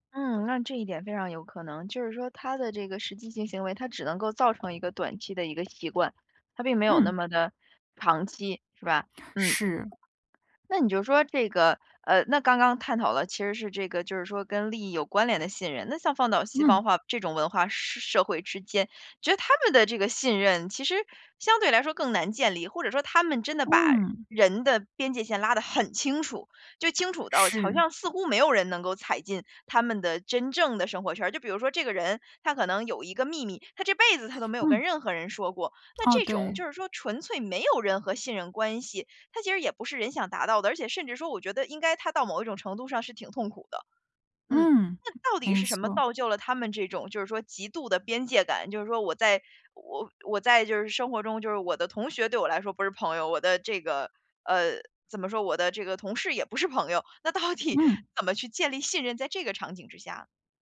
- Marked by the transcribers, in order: other background noise; stressed: "很"; other noise; tapping; laughing while speaking: "那到底"
- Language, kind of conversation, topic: Chinese, podcast, 什么行为最能快速建立信任？